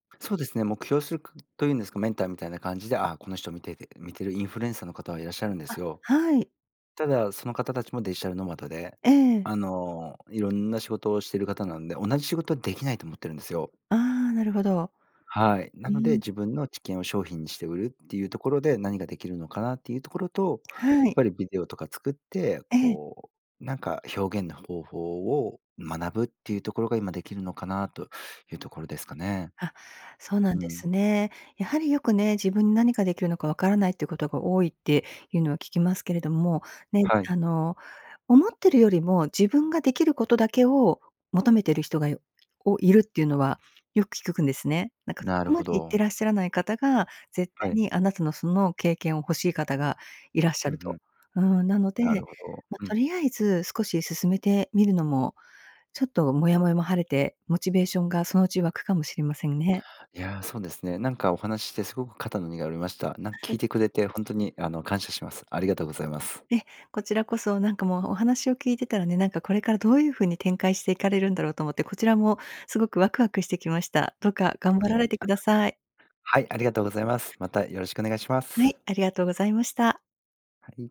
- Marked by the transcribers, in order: unintelligible speech; cough
- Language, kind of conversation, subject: Japanese, advice, 長期的な目標に向けたモチベーションが続かないのはなぜですか？